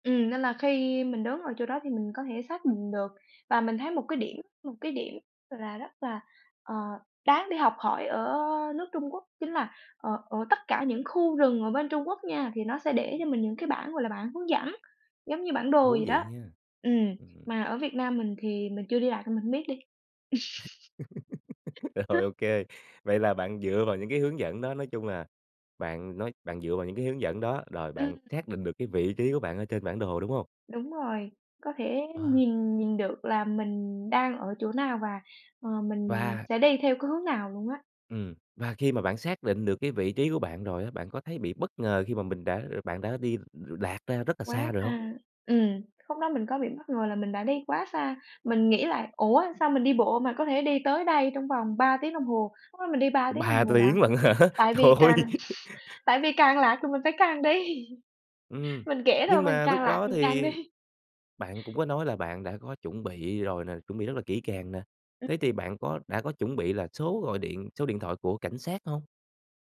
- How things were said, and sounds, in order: laugh; laughing while speaking: "Rồi"; tapping; laugh; laughing while speaking: "lận"; laughing while speaking: "Trời ơi"; laughing while speaking: "càng"; laugh; laughing while speaking: "đi"; laughing while speaking: "đi"
- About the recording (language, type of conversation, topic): Vietnamese, podcast, Bạn có lần nào lạc đường mà nhớ mãi không?